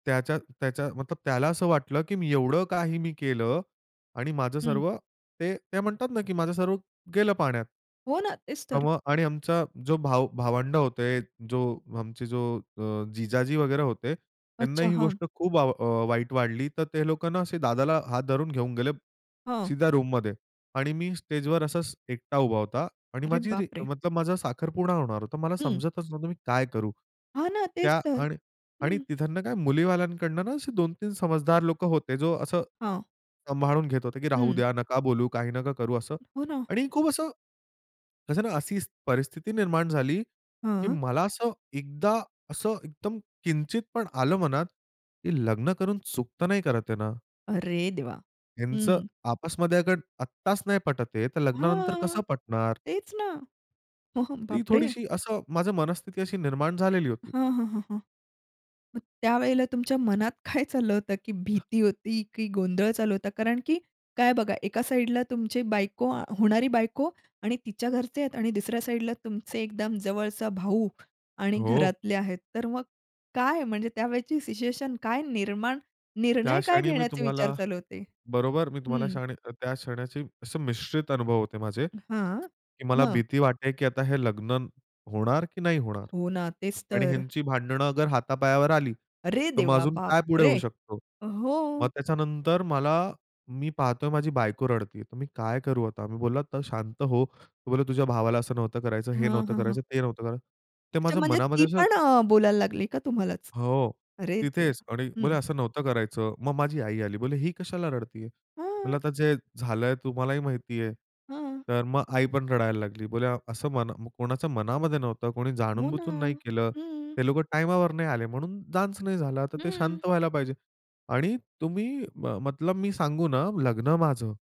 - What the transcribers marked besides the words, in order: in English: "रूममध्ये"; other background noise; other noise; tapping; in English: "डान्स"
- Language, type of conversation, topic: Marathi, podcast, तुझ्या आयुष्यात सर्वात मोठा बदल घडवणारा क्षण कोणता होता?